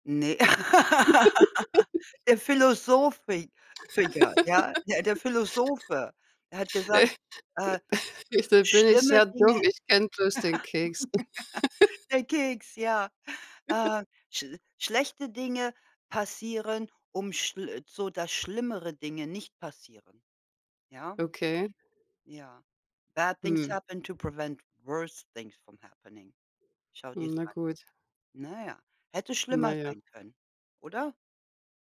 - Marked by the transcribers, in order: laugh; laugh; other noise; chuckle; laugh; chuckle; in English: "Bad things happen to prevent worst things from happening"
- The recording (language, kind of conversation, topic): German, unstructured, Wie gehst du mit unerwarteten Ausgaben um?